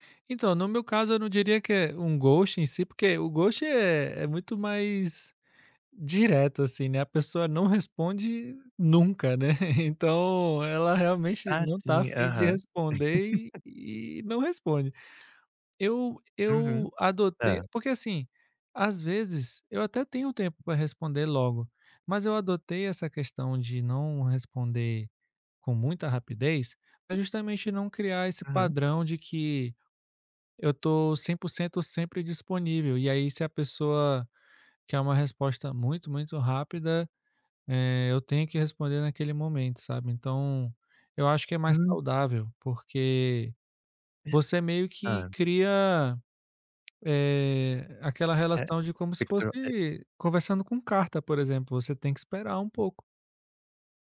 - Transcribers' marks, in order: in English: "ghosting"; in English: "ghosting"; chuckle; chuckle
- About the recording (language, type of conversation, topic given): Portuguese, podcast, Como o celular e as redes sociais afetam suas amizades?